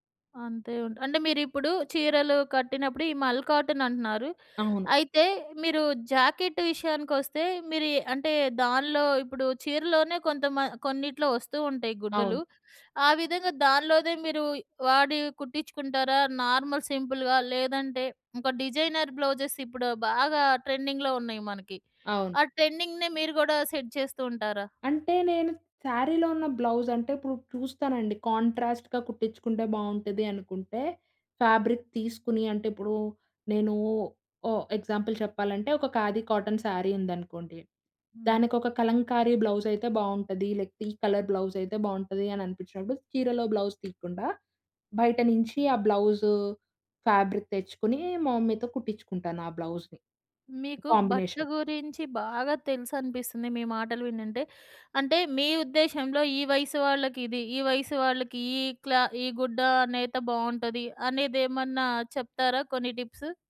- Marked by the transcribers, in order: in English: "నార్మల్ సింపుల్‌గా?"; in English: "డిజైనర్ బ్లౌజెస్"; in English: "ట్రెండింగ్‌లో"; in English: "ట్రెండింగ్‌నే"; in English: "సెట్"; in English: "సారీలో"; in English: "కాంట్రాస్ట్‌గ"; in English: "ఫ్యాబ్రిక్"; in English: "ఎగ్జాంపుల్"; in English: "సారీ"; in English: "కలర్"; in English: "బ్లౌజ్"; in English: "ఫ్యాబ్రిక్"; in English: "మమ్మీతో"; in English: "బ్లౌజ్‌ని కాంబినేషన్"; in English: "టిప్స్?"
- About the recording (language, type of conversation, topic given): Telugu, podcast, సాంప్రదాయ దుస్తులను ఆధునిక శైలిలో మార్చుకుని ధరించడం గురించి మీ అభిప్రాయం ఏమిటి?
- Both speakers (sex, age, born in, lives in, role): female, 20-24, India, India, guest; female, 40-44, India, India, host